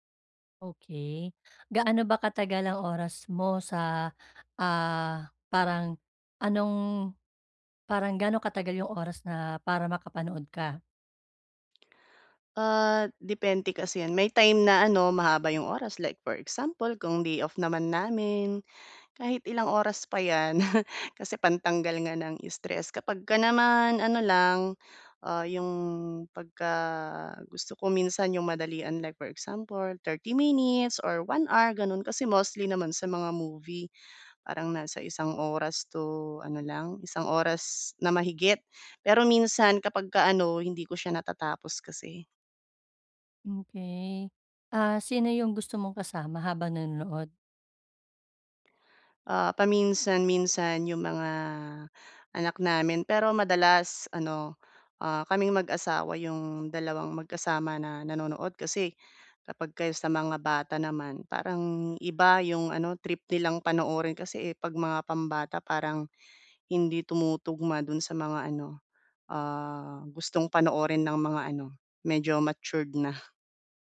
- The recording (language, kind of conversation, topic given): Filipino, advice, Paano ako pipili ng palabas kapag napakarami ng pagpipilian?
- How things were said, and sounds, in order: snort; chuckle